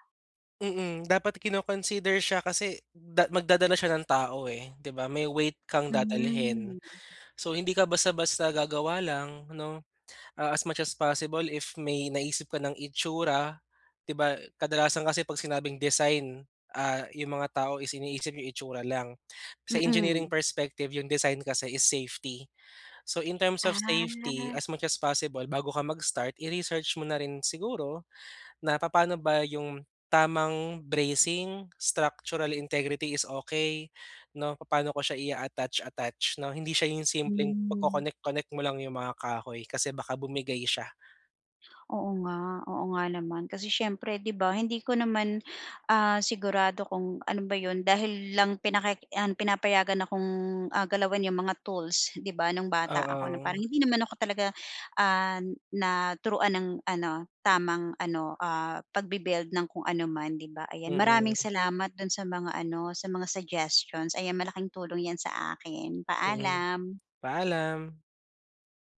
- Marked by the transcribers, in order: drawn out: "Ah"; in English: "bracing, structural integrity"
- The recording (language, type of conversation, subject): Filipino, advice, Paano ako makakahanap ng oras para sa proyektong kinahihiligan ko?